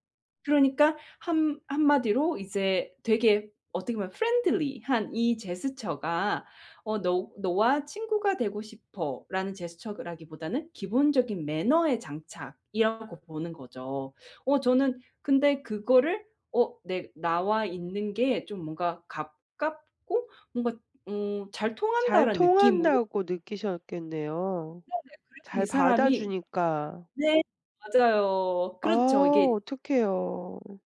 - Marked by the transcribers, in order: in English: "friendly한"
- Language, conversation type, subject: Korean, advice, 새로운 지역의 관습이나 예절을 몰라 실수했다고 느꼈던 상황을 설명해 주실 수 있나요?